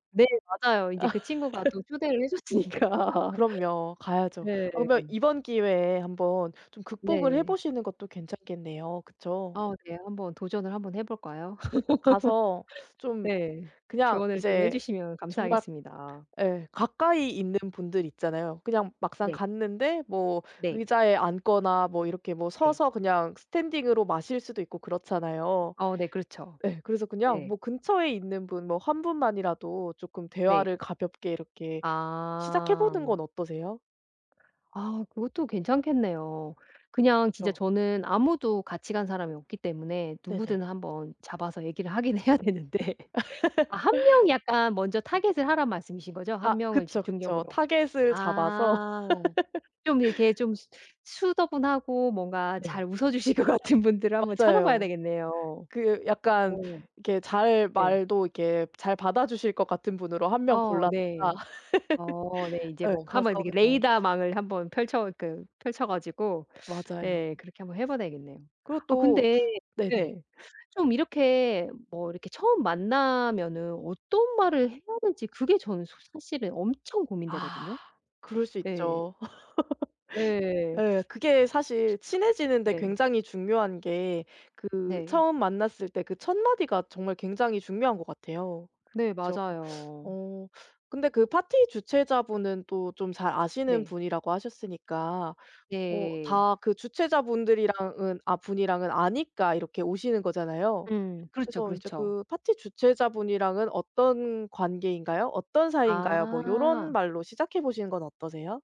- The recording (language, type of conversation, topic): Korean, advice, 파티에서 어색함을 느끼고 사람들과 대화하기 어려울 때 어떻게 하면 좋을까요?
- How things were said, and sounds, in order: laughing while speaking: "아"; laugh; laughing while speaking: "해줬으니까"; laugh; other background noise; tapping; laughing while speaking: "해야 되는데"; laugh; laugh; laughing while speaking: "웃어주실 것 같은"; laugh; teeth sucking; laugh